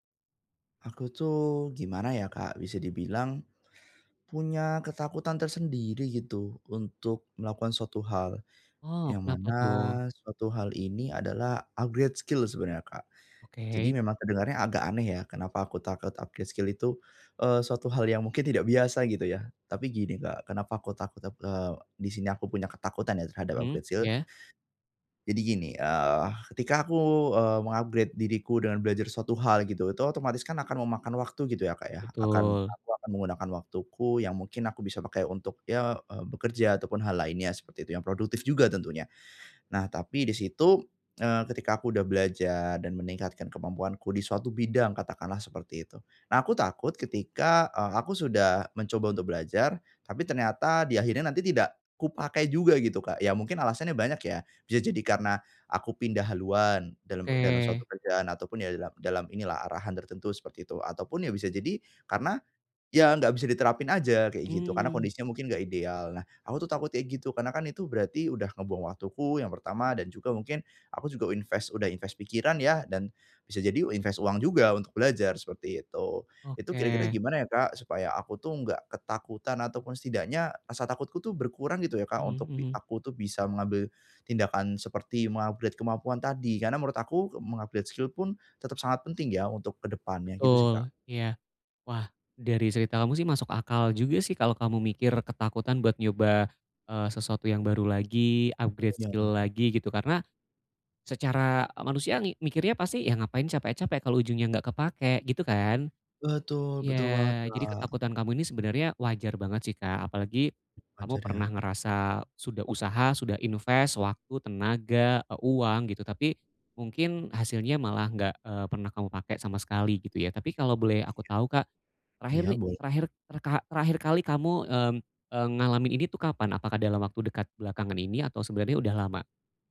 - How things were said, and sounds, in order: in English: "upgrade skill"; in English: "upgrade skill"; in English: "upgrade skill"; in English: "invest"; in English: "invest"; in English: "invest"; in English: "skill"; in English: "skill"; in English: "invest"
- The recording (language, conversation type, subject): Indonesian, advice, Bagaimana cara saya tetap bertindak meski merasa sangat takut?